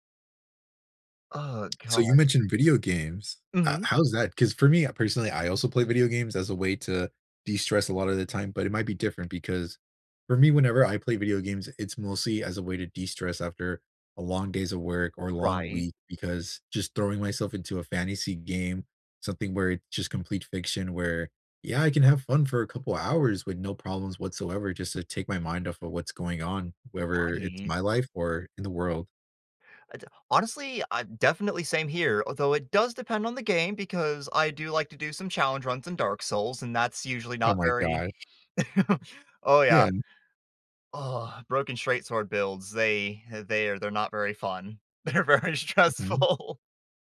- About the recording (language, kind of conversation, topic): English, unstructured, What hobby should I try to de-stress and why?
- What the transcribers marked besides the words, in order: tapping; chuckle; laughing while speaking: "They're very stressful"